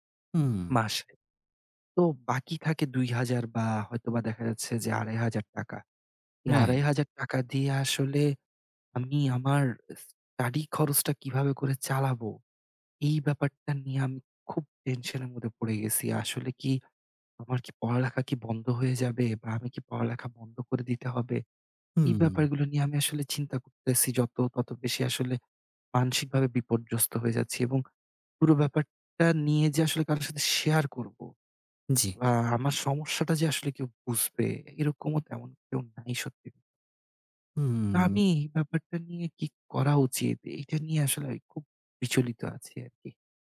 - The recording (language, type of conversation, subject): Bengali, advice, বাড়তি জীবনযাত্রার খরচে আপনার আর্থিক দুশ্চিন্তা কতটা বেড়েছে?
- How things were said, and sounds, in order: other background noise; tapping